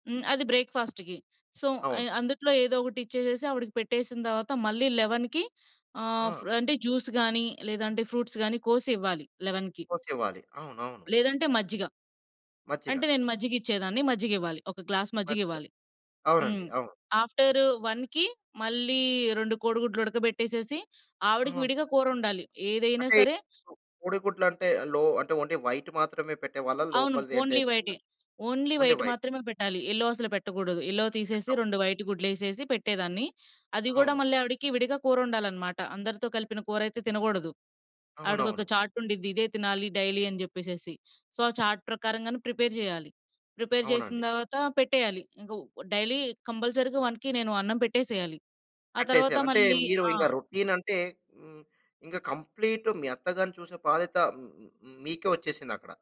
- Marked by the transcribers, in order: other background noise; in English: "బ్రేక్‌ఫాస్ట్‌కి. సో"; in English: "లెవెన్‌కి"; in English: "జ్యూస్"; in English: "ఫ్రూట్స్"; in English: "లెవెన్‌కి"; in English: "గ్లాస్"; in English: "వన్‌కి"; other noise; in English: "ఓన్లీ"; in English: "ఓన్లీ"; in English: "ఓన్లీ"; in English: "ఓన్లీ వైట్"; in English: "ఎల్లో"; in English: "ఎల్లో"; in English: "డైలీ"; in English: "సో"; in English: "చార్ట్"; in English: "ప్రిపేర్"; in English: "ప్రిపేర్"; in English: "డైలీ కంపల్సరీగా వన్‌కి"; horn; in English: "కంప్లీట్"
- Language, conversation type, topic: Telugu, podcast, పెద్దవారిని సంరక్షించేటపుడు మీ దినచర్య ఎలా ఉంటుంది?